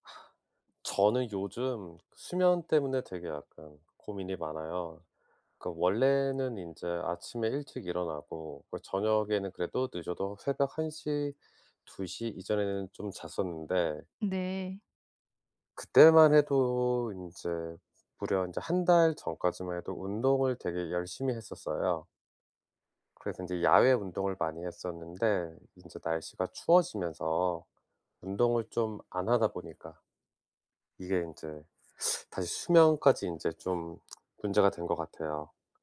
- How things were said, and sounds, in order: exhale; teeth sucking; lip smack
- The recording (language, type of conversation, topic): Korean, advice, 하루 일과에 맞춰 규칙적인 수면 습관을 어떻게 시작하면 좋을까요?